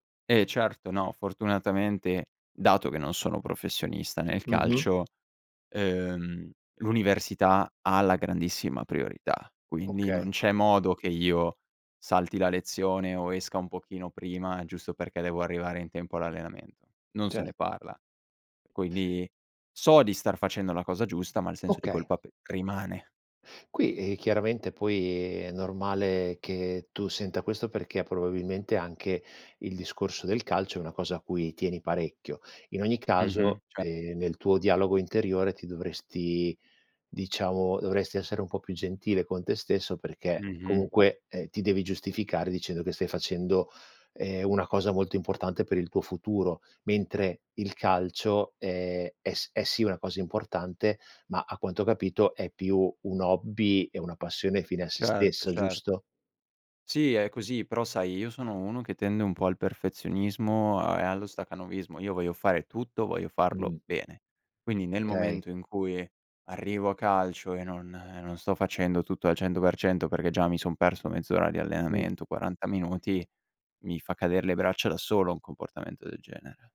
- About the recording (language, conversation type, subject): Italian, advice, Come posso gestire il senso di colpa quando salto gli allenamenti per il lavoro o la famiglia?
- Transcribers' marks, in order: tapping